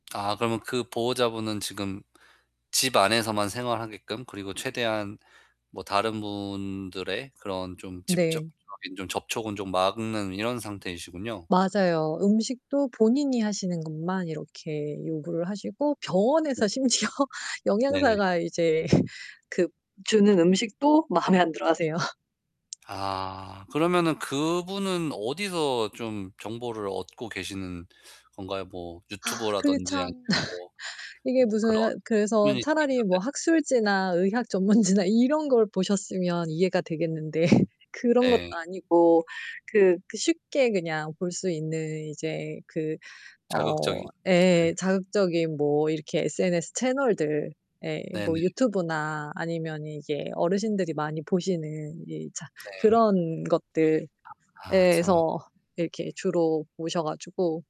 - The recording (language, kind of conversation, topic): Korean, advice, 부모님의 간병 부담을 둘러싼 가족 갈등은 어떤 상황에서, 왜 생기고 있나요?
- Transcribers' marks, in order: distorted speech; other background noise; laughing while speaking: "심지어"; laugh; laughing while speaking: "마음에 안 들어 하세요"; laugh; laughing while speaking: "전문지나"; laughing while speaking: "되겠는데"